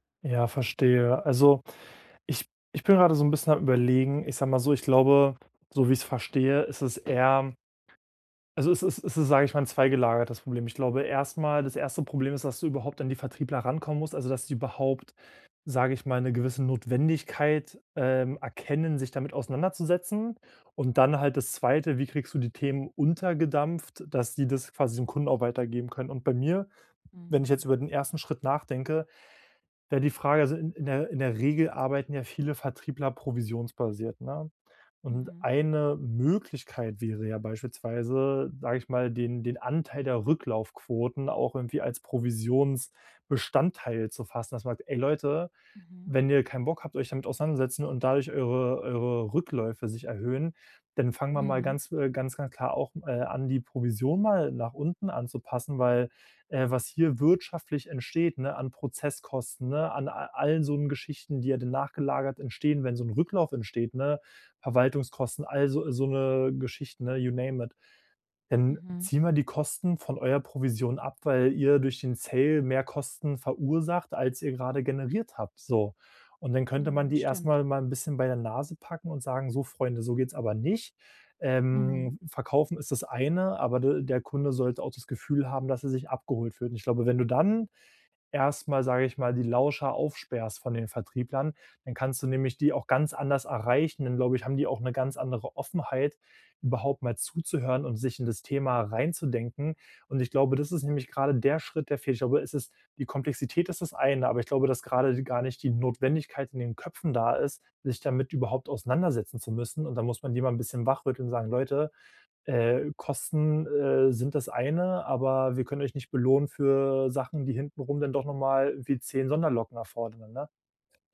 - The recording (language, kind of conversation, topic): German, advice, Wie erkläre ich komplexe Inhalte vor einer Gruppe einfach und klar?
- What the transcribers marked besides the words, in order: other background noise; stressed: "Möglichkeit"; in English: "you name it"